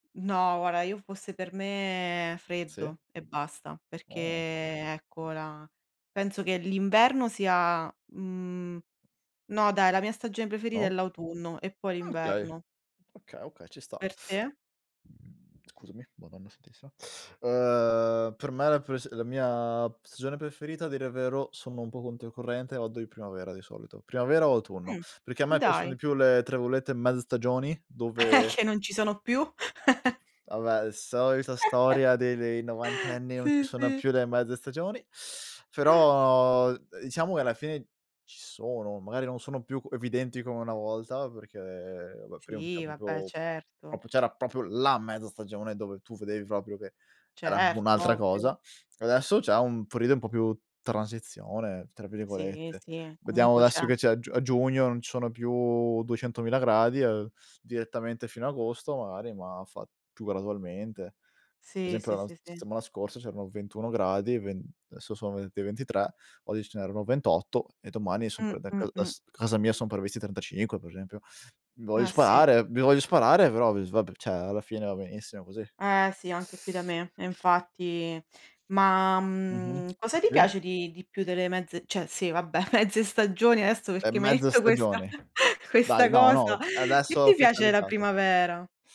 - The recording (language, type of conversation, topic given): Italian, unstructured, Che cosa ti piace di più del cambio delle stagioni?
- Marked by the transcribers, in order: other background noise; "guarda" said as "guara"; tapping; "okay" said as "kay"; other noise; unintelligible speech; chuckle; laughing while speaking: "È che non ci sono più"; chuckle; laughing while speaking: "Sì, sì"; "adesso" said as "desso"; "cioè" said as "ceh"; door; laughing while speaking: "questa"